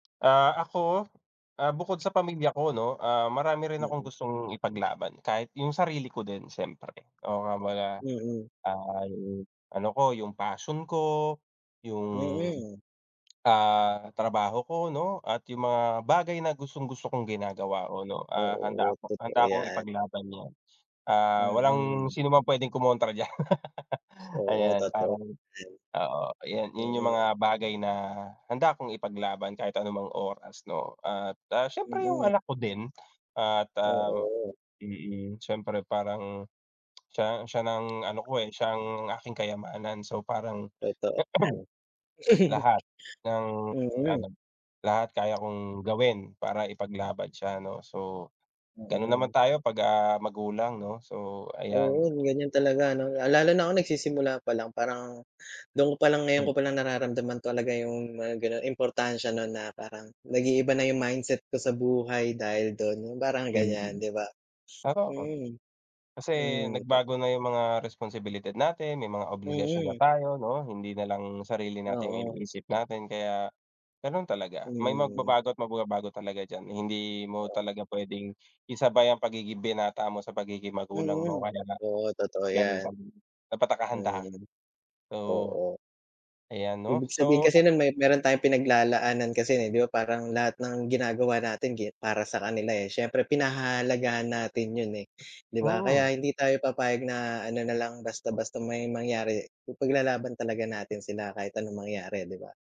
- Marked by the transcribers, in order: tapping; unintelligible speech; other background noise; tongue click; laughing while speaking: "diyan"; laugh; tongue click; chuckle; throat clearing; other noise
- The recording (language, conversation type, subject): Filipino, unstructured, Ano ang mga bagay na handa mong ipaglaban?
- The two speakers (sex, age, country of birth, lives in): male, 30-34, Philippines, Philippines; male, 35-39, Philippines, Philippines